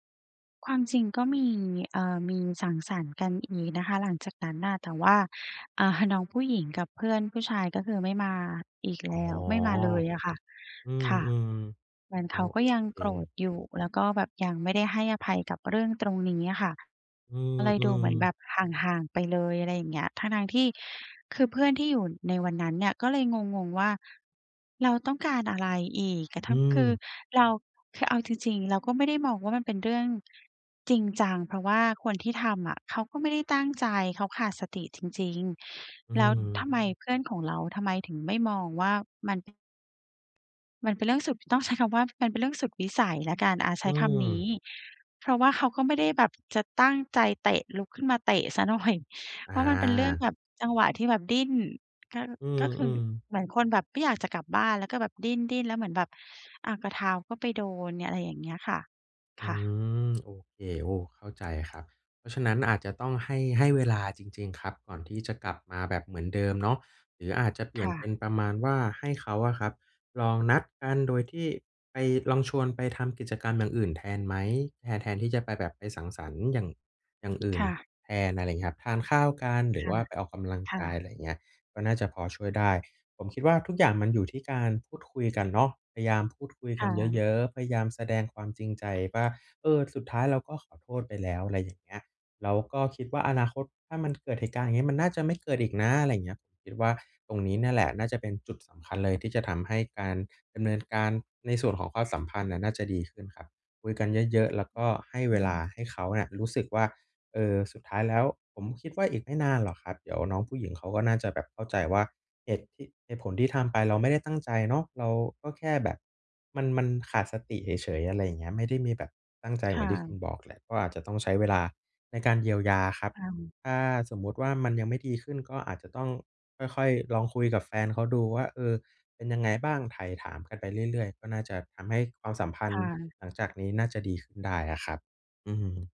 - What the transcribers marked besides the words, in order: laughing while speaking: "อ่า"
- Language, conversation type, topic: Thai, advice, ฉันควรทำอย่างไรเพื่อรักษาความสัมพันธ์หลังเหตุการณ์สังสรรค์ที่ทำให้อึดอัด?